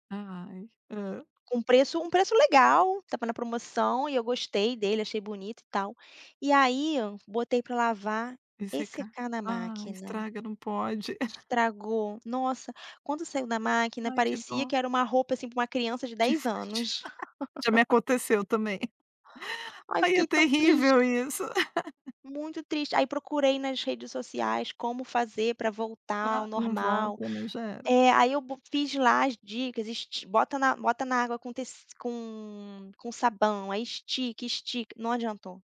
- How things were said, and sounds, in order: tapping; chuckle; laughing while speaking: "tirar"; giggle; giggle
- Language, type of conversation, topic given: Portuguese, podcast, Como você organiza a lavagem de roupas no dia a dia para não deixar nada acumular?